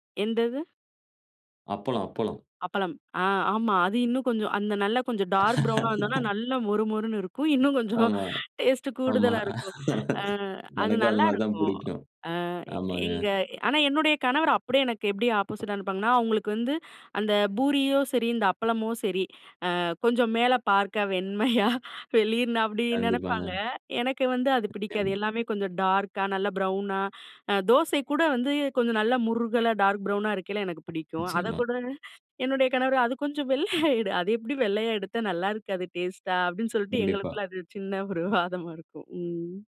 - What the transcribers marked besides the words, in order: other background noise; laugh; in English: "டார்க் ப்ரௌனா"; other noise; laugh; in English: "டேஸ்ட்டு"; in English: "ஆப்போசிட்டா"; laughing while speaking: "வெண்மையா, வெளிர்ன்னு அப்டி நெனப்பாங்க"; in English: "டார்க்கா"; in English: "ப்ரௌனா"; in English: "டார்க் ப்ரௌனா"; in English: "டேஸ்ட்டா"
- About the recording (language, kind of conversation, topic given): Tamil, podcast, சமையலறை வாசல் அல்லது இரவு உணவின் மணம் உங்களுக்கு எந்த நினைவுகளைத் தூண்டுகிறது?